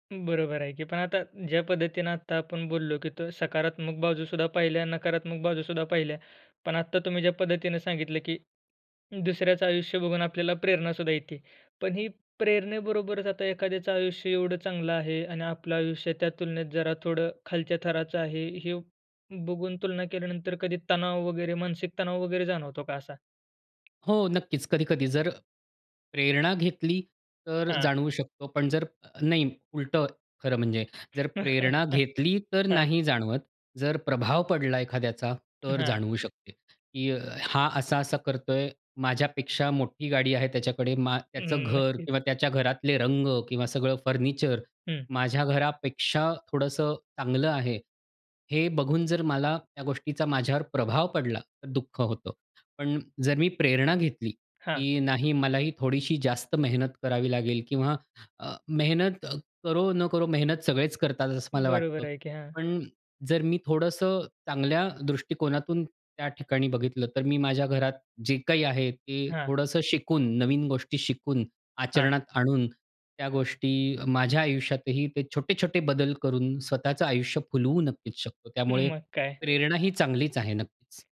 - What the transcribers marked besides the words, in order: tapping; chuckle; chuckle
- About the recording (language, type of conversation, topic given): Marathi, podcast, सोशल मीडियावरील तुलना आपल्या मनावर कसा परिणाम करते, असं तुम्हाला वाटतं का?